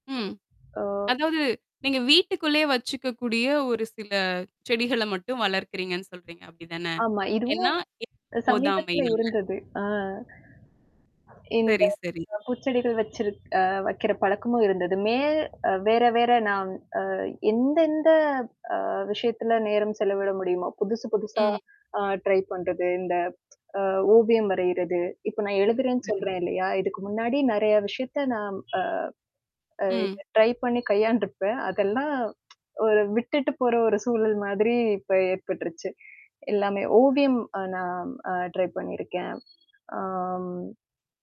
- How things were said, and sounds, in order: mechanical hum; tapping; static; other background noise; distorted speech; horn; in English: "ட்ரை"; in English: "ட்ரை"; tsk; in English: "ட்ரை"; drawn out: "ஆம்"
- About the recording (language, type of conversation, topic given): Tamil, podcast, காலை எழுந்தவுடன் நீங்கள் முதலில் என்ன செய்கிறீர்கள்?